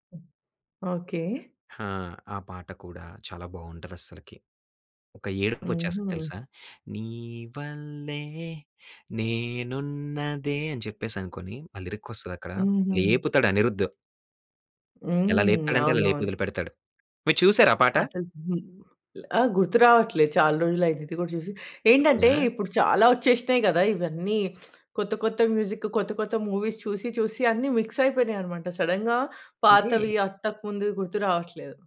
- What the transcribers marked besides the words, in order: tapping; singing: "నీవల్లే నేనున్నదే"; in English: "లిరిక్"; lip smack; in English: "మ్యూజిక్"; in English: "మూవీస్"; in English: "మిక్స్"; in English: "సడెన్‌గా"
- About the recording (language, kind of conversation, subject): Telugu, podcast, మీకు గుర్తున్న మొదటి సంగీత జ్ఞాపకం ఏది, అది మీపై ఎలా ప్రభావం చూపింది?